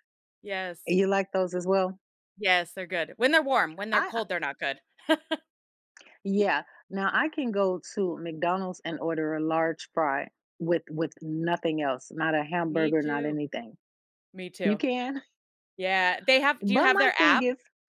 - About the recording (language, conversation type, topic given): English, unstructured, How do our surroundings shape the way we live and connect with others?
- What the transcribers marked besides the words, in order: chuckle